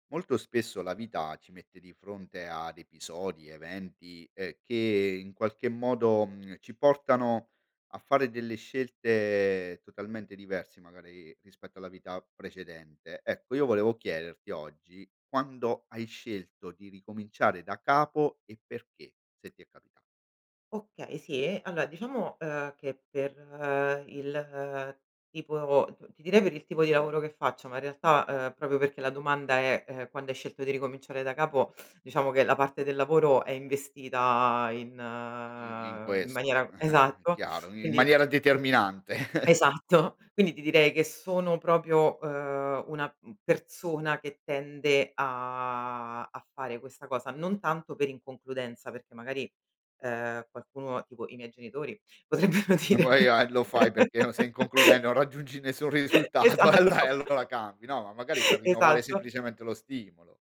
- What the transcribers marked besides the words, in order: "proprio" said as "propio"; drawn out: "in"; chuckle; chuckle; "proprio" said as "propio"; laughing while speaking: "potrebbero dire"; laugh; laughing while speaking: "risultato e allo"; chuckle; laughing while speaking: "Esatto"; chuckle
- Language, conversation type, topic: Italian, podcast, Quando hai deciso di ricominciare da capo e perché?